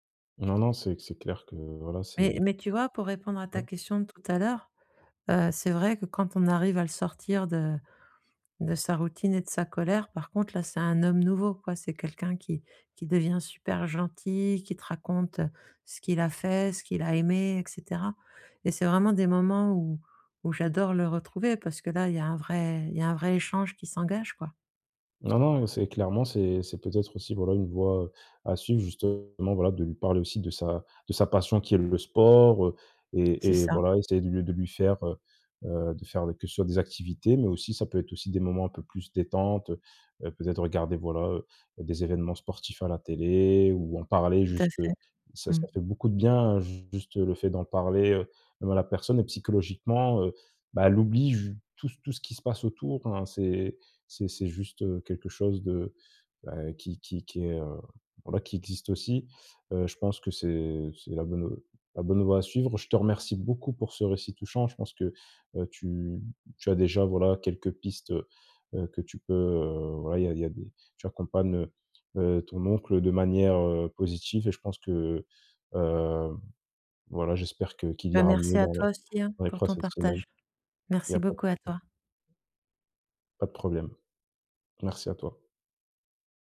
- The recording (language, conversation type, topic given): French, advice, Comment gérer l’aide à apporter à un parent âgé malade ?
- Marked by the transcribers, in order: "prochaines" said as "prossaines"